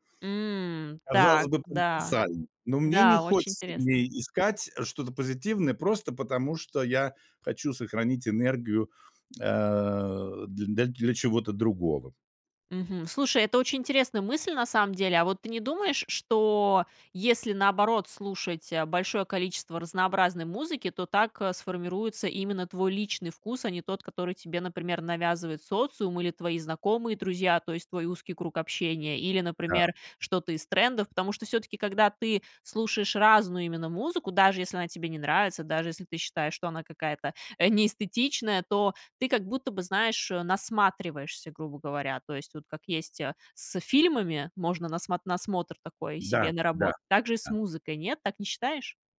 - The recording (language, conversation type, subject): Russian, podcast, Как окружение влияет на то, что ты слушаешь?
- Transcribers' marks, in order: unintelligible speech